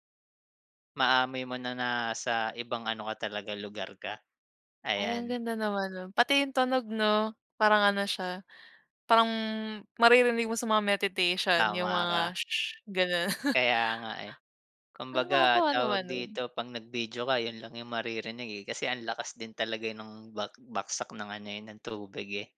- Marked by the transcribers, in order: other background noise; chuckle
- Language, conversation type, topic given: Filipino, unstructured, Ano ang pinakanakakagulat sa iyo tungkol sa kalikasan?